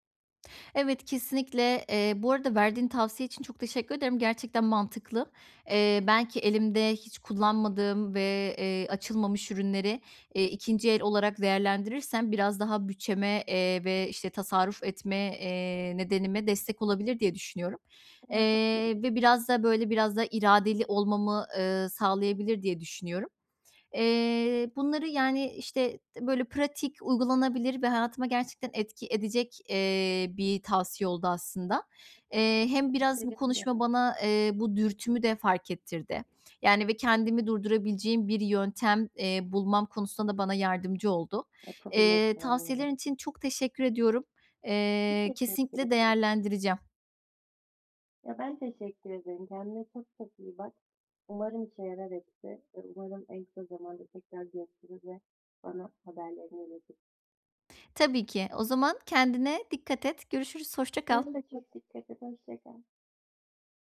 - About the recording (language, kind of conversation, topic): Turkish, advice, Anlık satın alma dürtülerimi nasıl daha iyi kontrol edip tasarruf edebilirim?
- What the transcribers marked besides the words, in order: other background noise; unintelligible speech; unintelligible speech